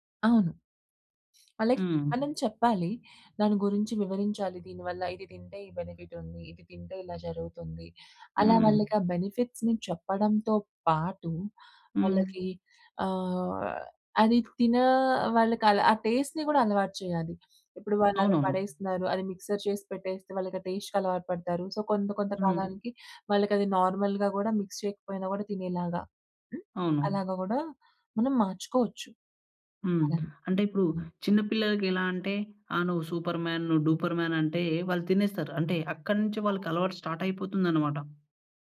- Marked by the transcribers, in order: other background noise; in English: "బెనిఫిట్"; in English: "బెనిఫిట్స్‌ని"; in English: "టేస్ట్‌ని"; in English: "మిక్సర్"; in English: "టేస్ట్‌కి"; in English: "సో"; in English: "నార్మల్‍గా"; in English: "మిక్స్"; other noise; in English: "సూపర్ మ్యాన్"; in English: "డూపర్ మ్యాన్"; in English: "స్టార్ట్"
- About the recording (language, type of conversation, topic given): Telugu, podcast, పికీగా తినేవారికి భోజనాన్ని ఎలా సరిపోయేలా మార్చాలి?